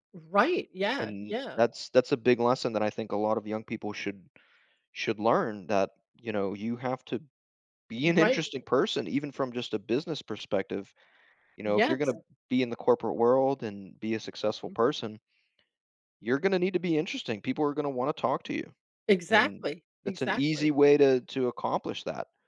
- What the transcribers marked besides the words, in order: other background noise
- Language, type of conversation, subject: English, unstructured, What travel experience should everyone try?